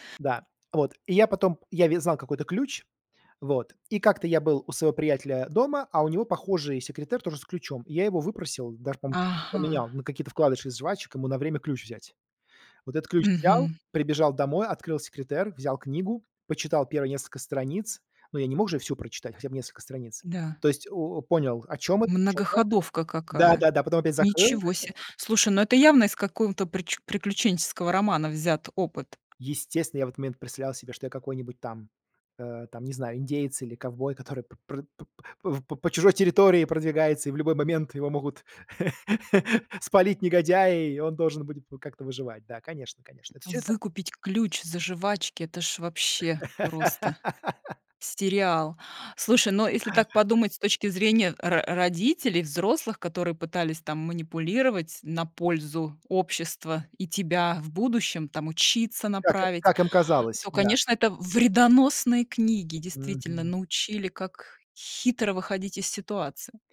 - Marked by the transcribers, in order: chuckle; tapping; laugh; laugh; chuckle
- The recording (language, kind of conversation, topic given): Russian, podcast, Помнишь момент, когда что‑то стало действительно интересно?